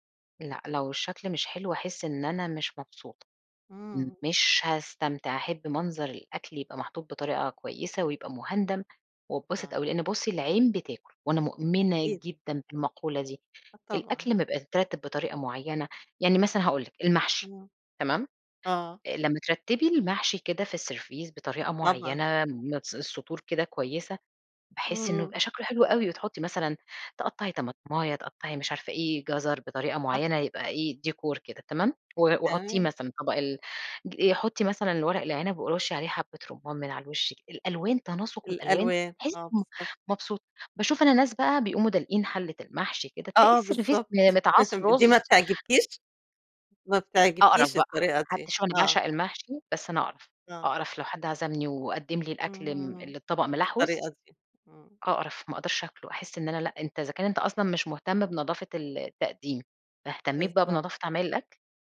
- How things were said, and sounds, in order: in English: "السرفيس"; in English: "السرفيس"; laugh
- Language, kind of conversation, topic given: Arabic, podcast, إيه رأيك في تأثير السوشيال ميديا على عادات الأكل؟